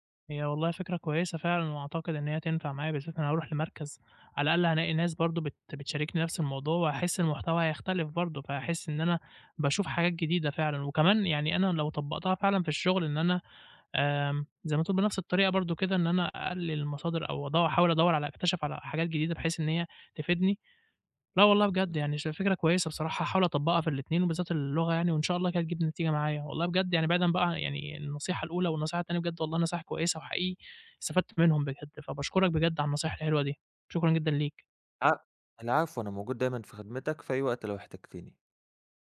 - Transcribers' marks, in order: none
- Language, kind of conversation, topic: Arabic, advice, إزاي أتعامل مع زحمة المحتوى وألاقي مصادر إلهام جديدة لعادتي الإبداعية؟